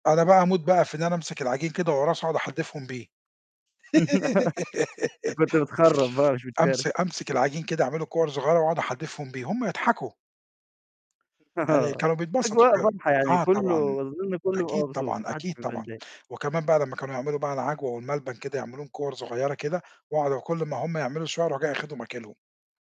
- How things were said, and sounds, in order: giggle; shush; laughing while speaking: "آه"; distorted speech
- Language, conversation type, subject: Arabic, podcast, إيه طقوس الاحتفال اللي بتعتز بيها من تراثك؟